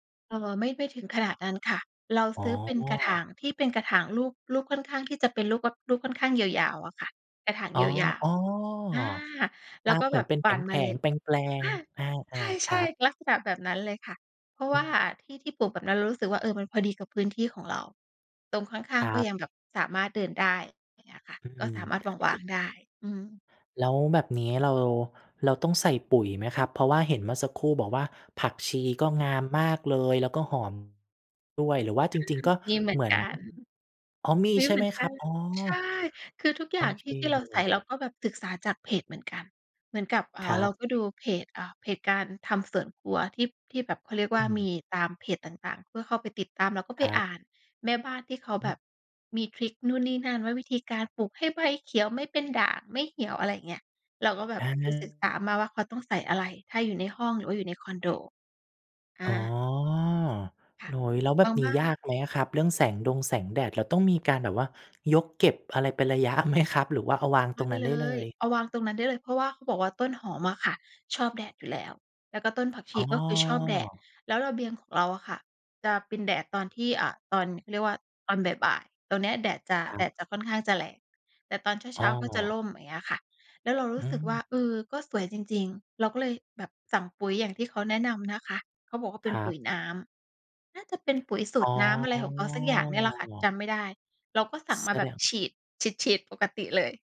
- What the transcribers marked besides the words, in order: laughing while speaking: "ค่ะ"; other background noise; laughing while speaking: "ไหมครับ ?"; drawn out: "อ๋อ"
- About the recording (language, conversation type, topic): Thai, podcast, คุณคิดอย่างไรกับการปลูกผักไว้กินเองที่บ้านหรือที่ระเบียง?